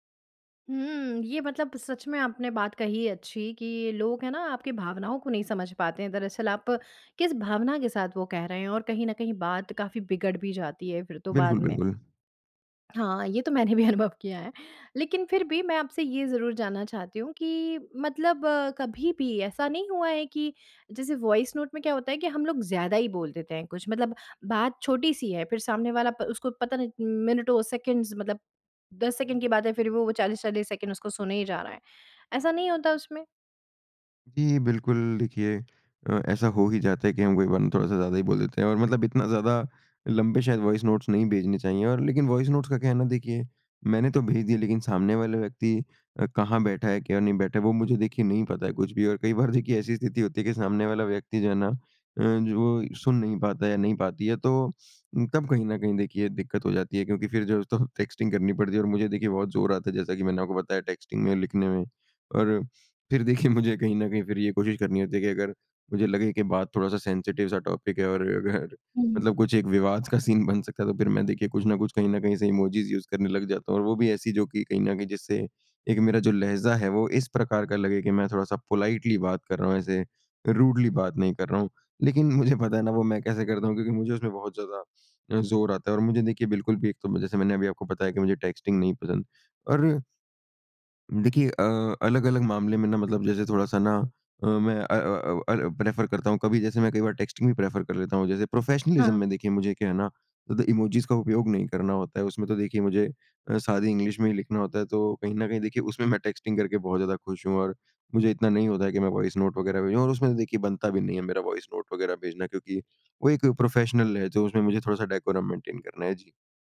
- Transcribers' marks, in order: laughing while speaking: "अनुभव"; in English: "वॉइस नोट्स"; in English: "वॉइस नोट्स"; in English: "टेक्स्टिंग"; in English: "टेक्स्टिंग"; in English: "सेंसिटिव"; in English: "टॉपिक"; in English: "सीन"; in English: "यूज़"; in English: "पोलाइटली"; in English: "रूडली"; in English: "टेक्स्टिंग"; in English: "प्रेफ़र"; in English: "टेक्स्टिंग"; in English: "प्रेफ़र"; in English: "प्रोफ़ेशनलिज्म"; in English: "टेक्स्टिंग"; in English: "प्रोफ़ेशनल"; in English: "डेकोरम मेंटेन"
- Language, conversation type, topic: Hindi, podcast, आप आवाज़ संदेश और लिखित संदेश में से किसे पसंद करते हैं, और क्यों?